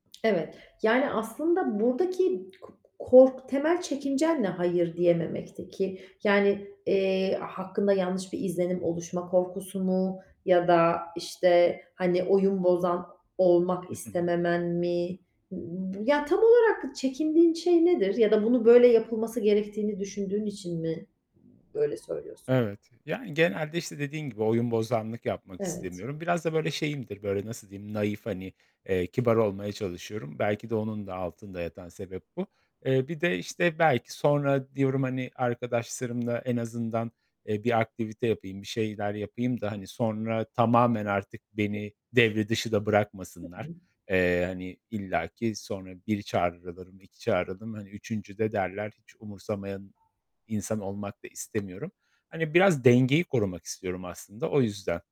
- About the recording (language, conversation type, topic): Turkish, advice, İş yerinde zorunlu sosyal etkinliklere katılma baskısıyla nasıl başa çıkabilirim?
- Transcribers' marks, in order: lip smack; other background noise; distorted speech; unintelligible speech